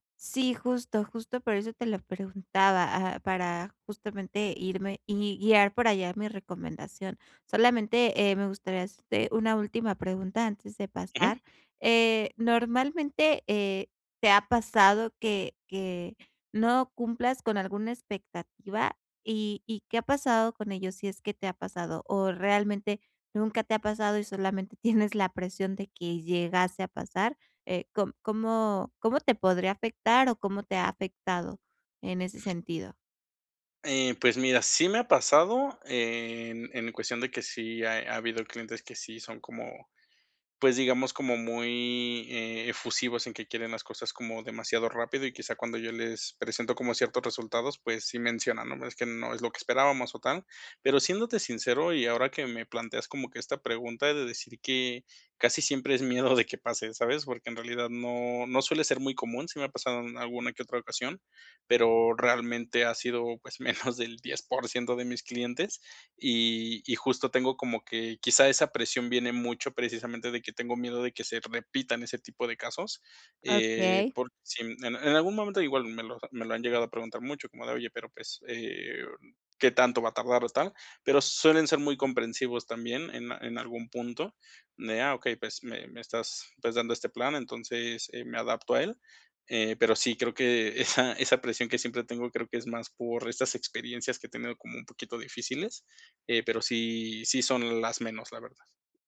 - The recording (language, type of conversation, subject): Spanish, advice, ¿Cómo puedo manejar la presión de tener que ser perfecto todo el tiempo?
- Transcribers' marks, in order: chuckle; chuckle; chuckle; chuckle